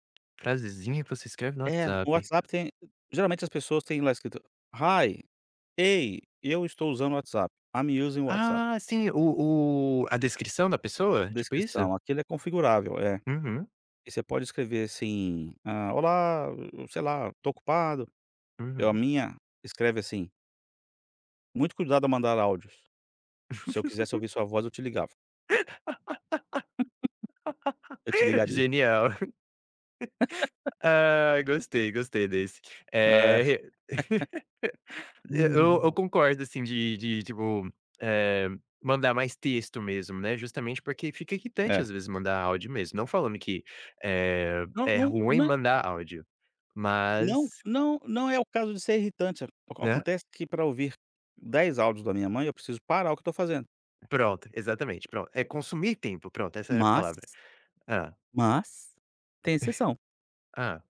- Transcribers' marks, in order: tapping; in English: "Hi"; in English: "I'm using o WhatsApp"; other background noise; laugh; laugh; laugh; laugh; chuckle
- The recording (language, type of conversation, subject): Portuguese, podcast, Quando você prefere fazer uma ligação em vez de trocar mensagens?